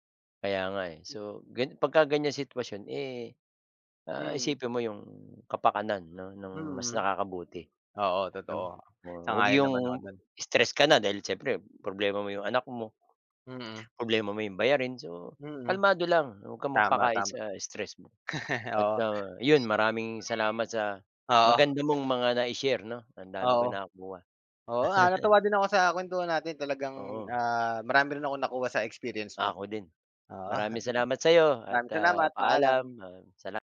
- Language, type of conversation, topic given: Filipino, unstructured, Paano mo hinaharap ang stress kapag kapos ka sa pera?
- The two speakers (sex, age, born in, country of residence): male, 30-34, Philippines, Philippines; male, 50-54, Philippines, Philippines
- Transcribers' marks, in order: chuckle; alarm; laugh; chuckle